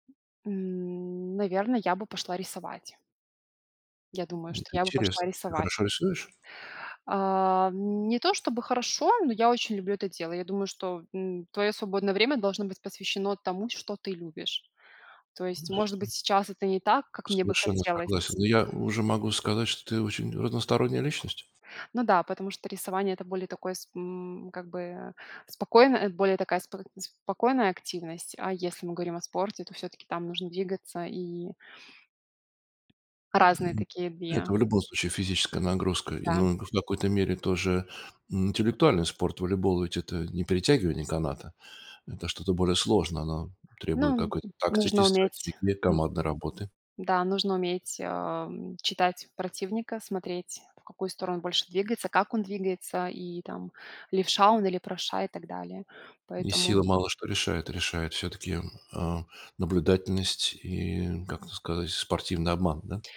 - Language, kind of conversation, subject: Russian, podcast, Как вы справляетесь со стрессом в повседневной жизни?
- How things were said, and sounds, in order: tapping; unintelligible speech